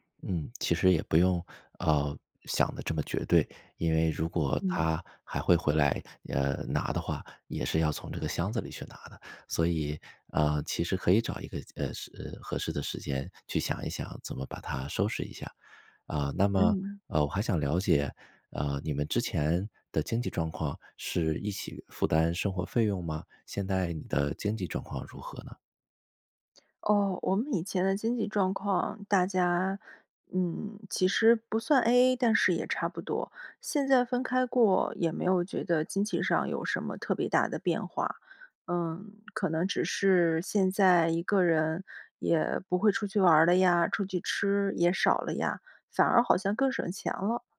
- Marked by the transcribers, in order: none
- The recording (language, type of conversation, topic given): Chinese, advice, 伴侣分手后，如何重建你的日常生活？